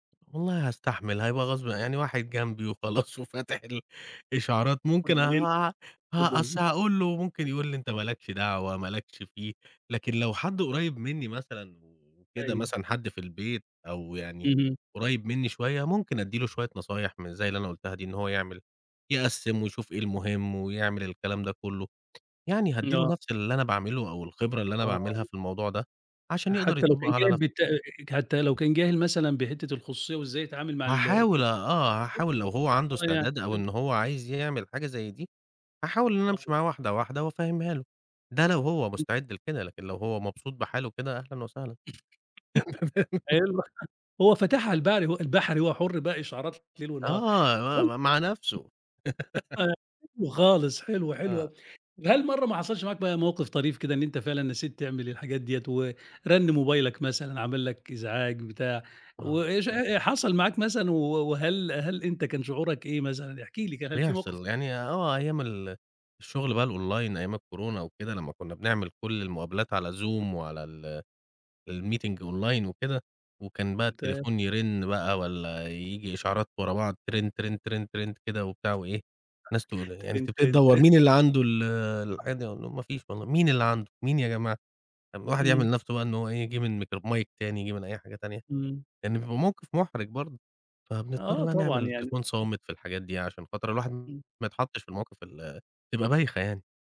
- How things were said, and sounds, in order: laughing while speaking: "وخلاص وفاتح الإشعارات"; unintelligible speech; unintelligible speech; unintelligible speech; other noise; chuckle; laugh; tapping; chuckle; laugh; in English: "الonline"; in English: "الmeeting online"; other background noise; in English: "mic"
- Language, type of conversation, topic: Arabic, podcast, إزاي بتتعامل مع إشعارات التطبيقات اللي بتضايقك؟